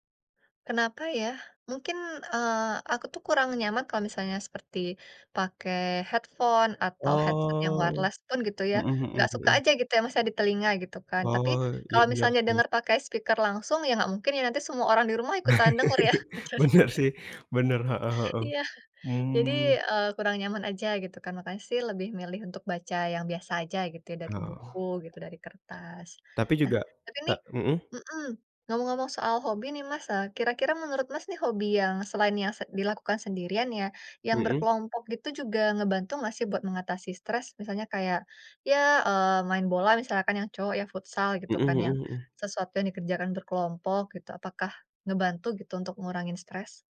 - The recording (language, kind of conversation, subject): Indonesian, unstructured, Bagaimana hobi membantumu mengatasi stres?
- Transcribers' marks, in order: in English: "headphone"; in English: "headset"; in English: "wireless"; drawn out: "Oh"; in English: "speaker"; laugh; laughing while speaking: "Bener sih"; laugh; other background noise